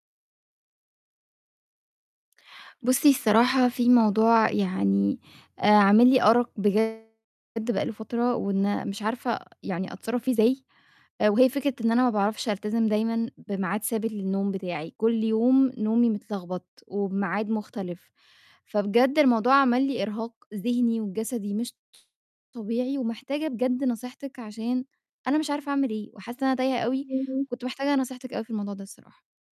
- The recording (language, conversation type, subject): Arabic, advice, إيه اللي بيصعّب عليك تلتزم بميعاد نوم ثابت كل ليلة؟
- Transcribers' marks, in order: static; distorted speech